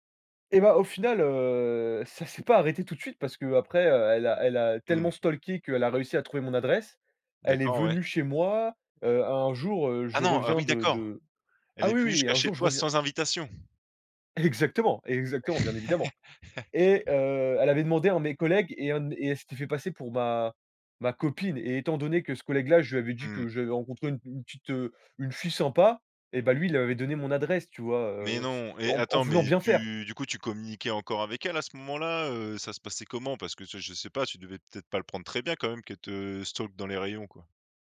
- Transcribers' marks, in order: tapping; laugh; in English: "stalk"
- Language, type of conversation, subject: French, podcast, As-tu déjà perdu quelque chose qui t’a finalement apporté autre chose ?